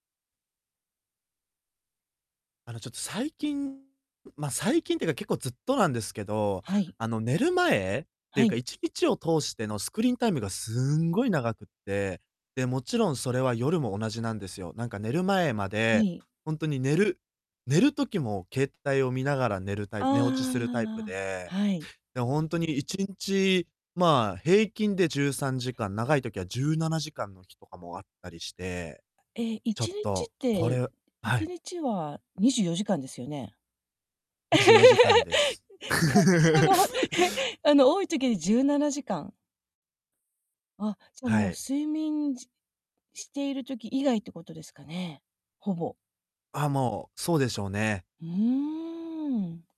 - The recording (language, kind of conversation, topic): Japanese, advice, 寝る前のスクリーンタイムを減らして眠りやすくするには、どうすればよいですか？
- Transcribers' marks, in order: distorted speech; in English: "スクリーンタイム"; laugh; chuckle; laugh